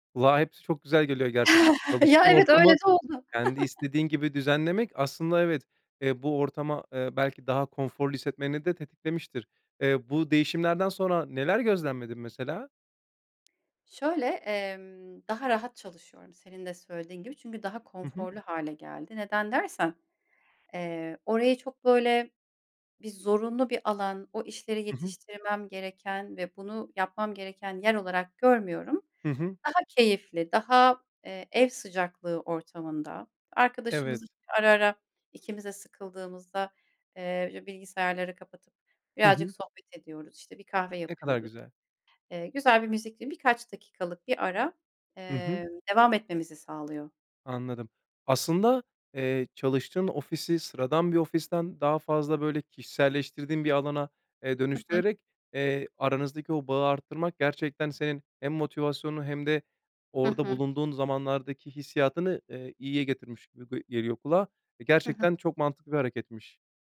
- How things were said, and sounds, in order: chuckle; chuckle; tapping; other background noise
- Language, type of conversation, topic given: Turkish, podcast, İş ve özel hayat dengesini nasıl kuruyorsun?